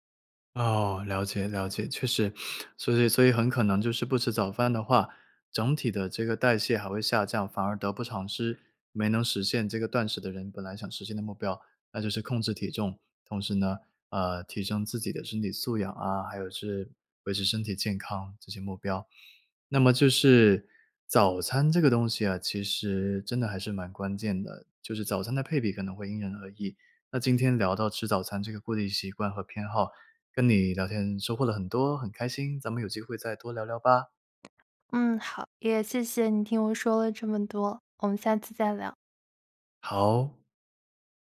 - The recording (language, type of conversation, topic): Chinese, podcast, 你吃早餐时通常有哪些固定的习惯或偏好？
- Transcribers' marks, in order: other background noise